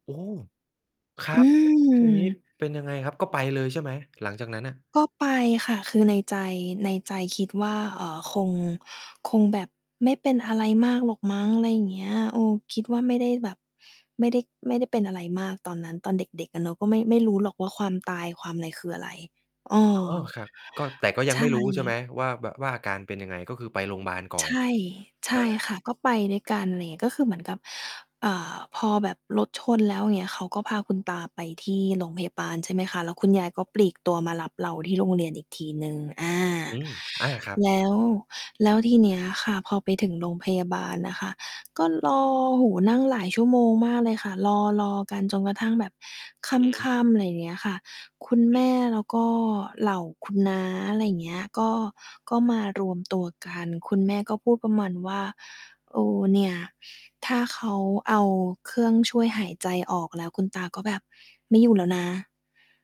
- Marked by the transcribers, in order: distorted speech
- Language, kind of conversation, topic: Thai, podcast, มีเหตุการณ์อะไรที่ทำให้คุณเห็นคุณค่าของครอบครัวมากขึ้นไหม?